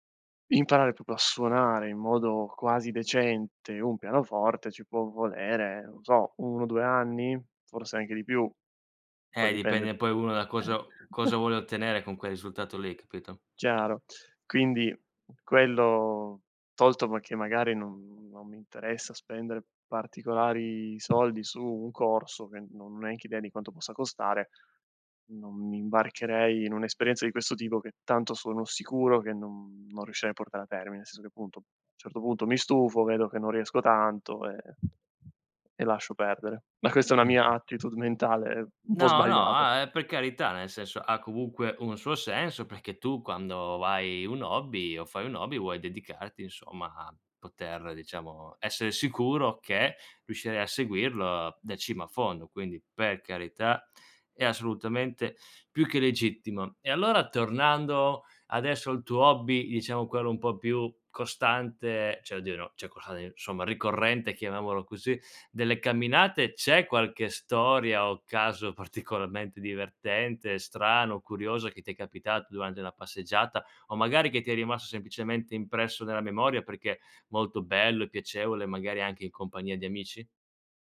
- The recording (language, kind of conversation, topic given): Italian, podcast, Com'è nata la tua passione per questo hobby?
- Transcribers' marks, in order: chuckle; other background noise; tapping; in English: "attitude"; "cioè" said as "ceh"; "cioè" said as "ceh"